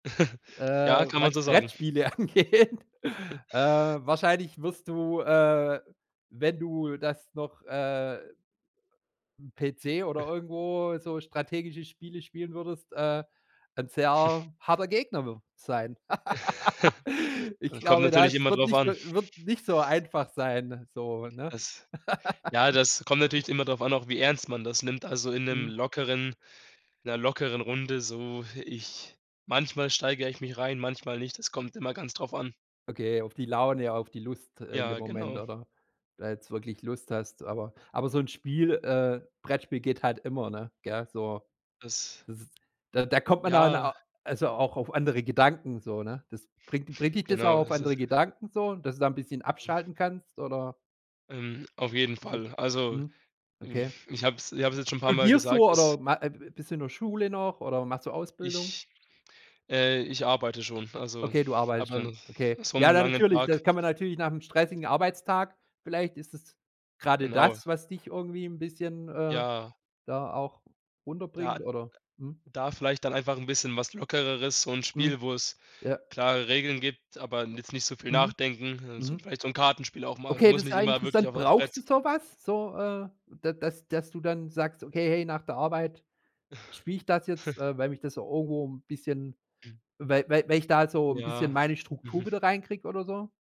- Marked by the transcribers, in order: chuckle; laughing while speaking: "angeht"; chuckle; chuckle; snort; chuckle; unintelligible speech; laugh; laugh; chuckle; other noise
- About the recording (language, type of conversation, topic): German, podcast, Wie erklärst du dir die Freude an Brettspielen?
- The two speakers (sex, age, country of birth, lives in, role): male, 20-24, Germany, Germany, guest; male, 45-49, Germany, Germany, host